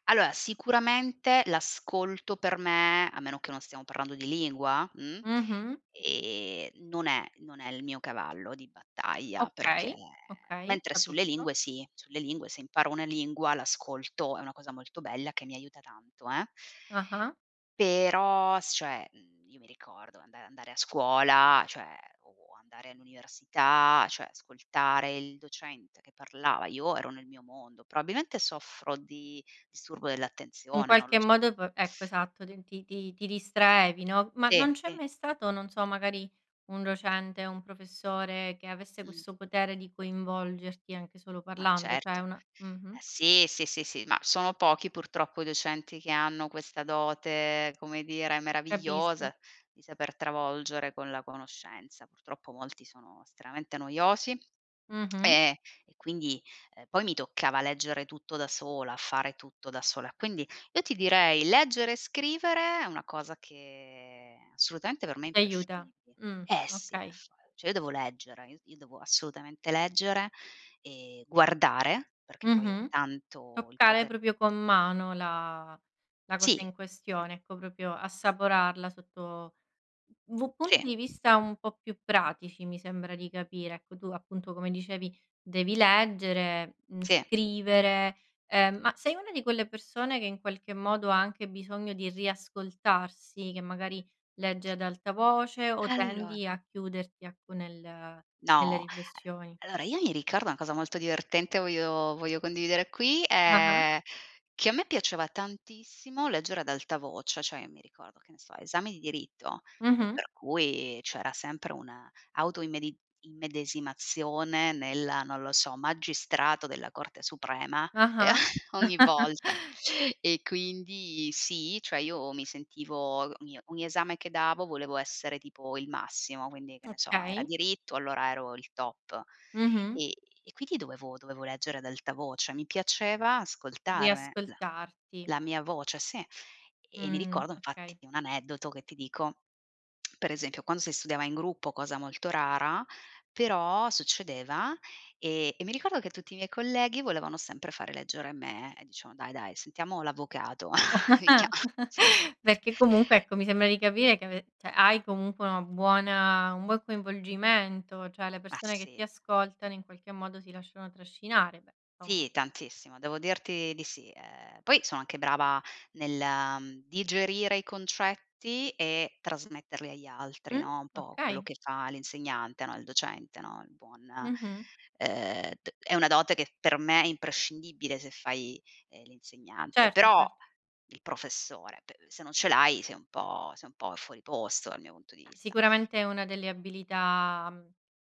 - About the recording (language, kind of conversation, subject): Italian, podcast, Come impari meglio: ascoltando, leggendo o facendo?
- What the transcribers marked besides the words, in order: "Allora" said as "aloa"; "Cioè" said as "ceh"; lip smack; "proprio" said as "propio"; "proprio" said as "propio"; other background noise; "allora" said as "alora"; chuckle; lip smack; laugh; chuckle; laughing while speaking: "Mi chiama sì"; "cioè" said as "ceh"; "cioè" said as "ceh"